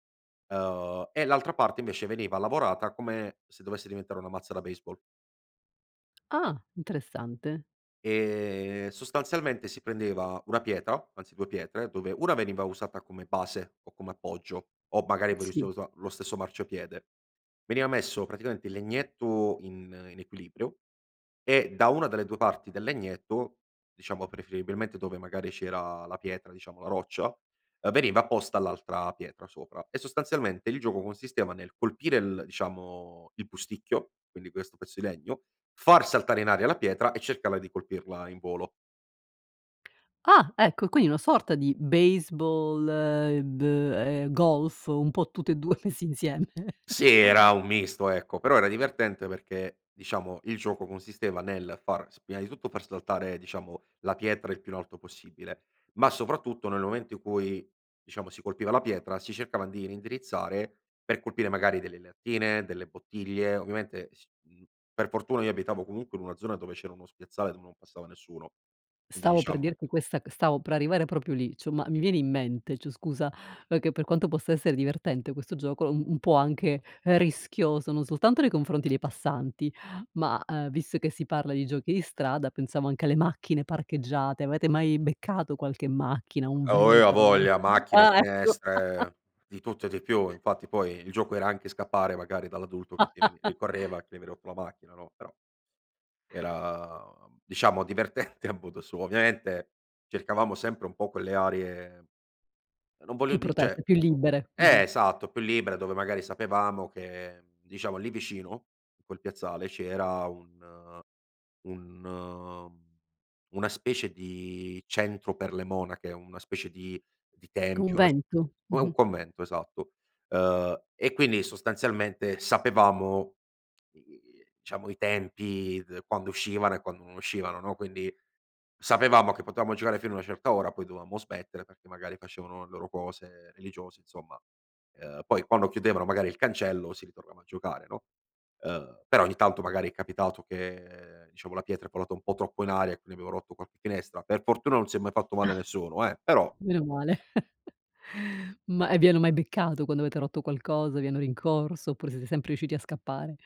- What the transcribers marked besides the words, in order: "quindi" said as "quini"; laughing while speaking: "messi insieme"; "reindirizzare" said as "rindirizzare"; "proprio" said as "propio"; "cioè" said as "cio"; "cioè" said as "cio"; other background noise; scoff; scoff; laughing while speaking: "divertente"; "cioè" said as "ceh"; sigh; chuckle
- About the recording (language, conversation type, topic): Italian, podcast, Che giochi di strada facevi con i vicini da piccolo?